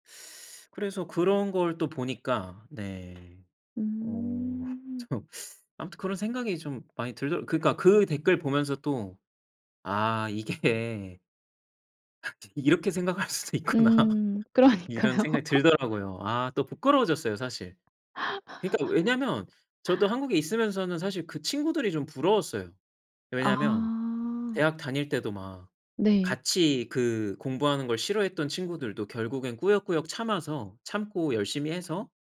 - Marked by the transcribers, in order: laughing while speaking: "참"; laughing while speaking: "이게"; unintelligible speech; laughing while speaking: "수도 있구나"; laughing while speaking: "그러니까요"; laugh; tapping
- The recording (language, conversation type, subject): Korean, podcast, 최근에 본 영화 중 가장 인상 깊었던 건 뭐예요?